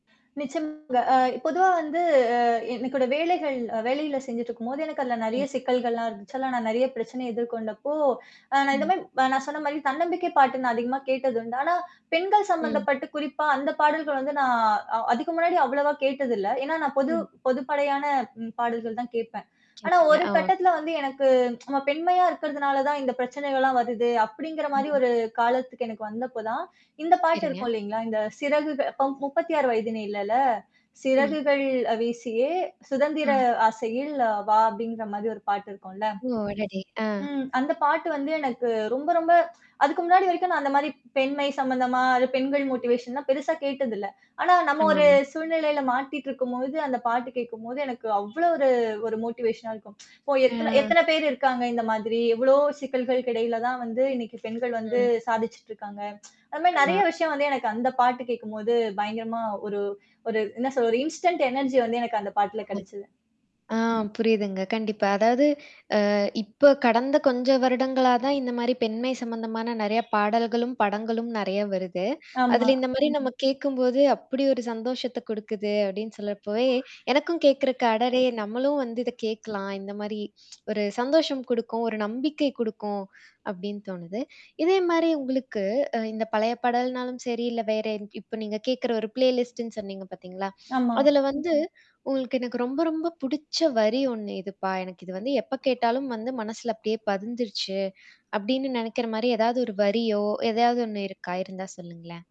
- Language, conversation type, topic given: Tamil, podcast, உங்கள் மனநிலையை உயர்த்தும் ஒரு பாடல் எது?
- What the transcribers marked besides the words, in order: distorted speech; "என்னோட" said as "எனக்கோட"; in English: "மோட்டிவேஷன்லாம்"; unintelligible speech; other background noise; in English: "மோட்டிவேஷனா"; tsk; in English: "இன்ஸ்டன்ட் எனர்ஜிய"; unintelligible speech; static; horn; mechanical hum; tsk; in English: "ப்ளேலிஸ்ட்ட்ன்னு"